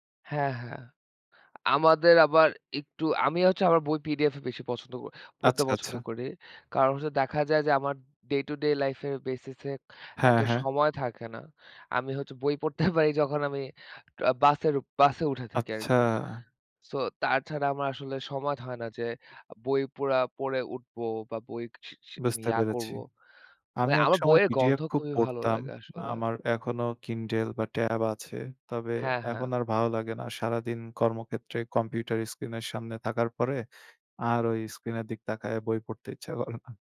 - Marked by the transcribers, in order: in English: "বেসিস"; laughing while speaking: "পড়তে পারি"; "সময়" said as "সমাদ"; laughing while speaking: "করে না"
- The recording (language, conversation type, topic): Bengali, unstructured, আপনি কোন শখ সবচেয়ে বেশি উপভোগ করেন?